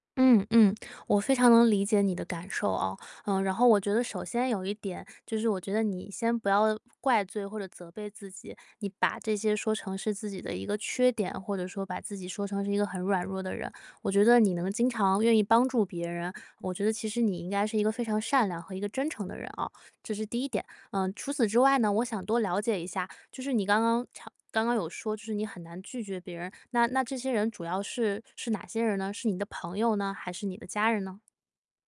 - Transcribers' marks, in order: none
- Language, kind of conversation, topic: Chinese, advice, 我总是很难说“不”，还经常被别人利用，该怎么办？